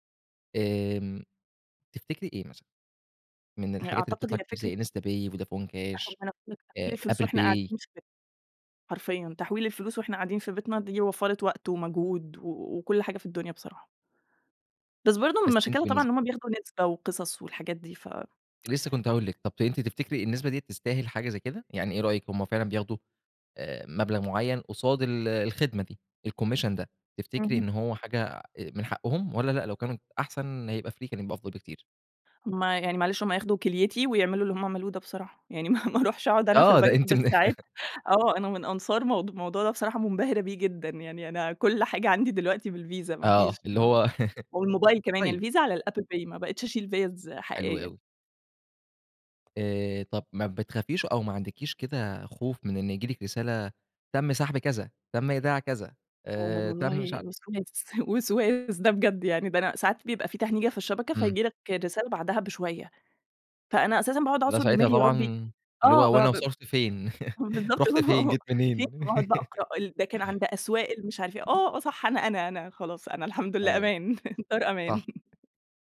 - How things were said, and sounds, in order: tapping; tsk; other background noise; in English: "الcommission"; in English: "free"; laughing while speaking: "يعني ما ما أروحش أقعد أنا في البنك بالساعات"; laugh; laugh; chuckle; laugh; laughing while speaking: "الدار أمان"
- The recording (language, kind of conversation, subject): Arabic, podcast, إيه رأيك في الدفع الإلكتروني بدل الكاش؟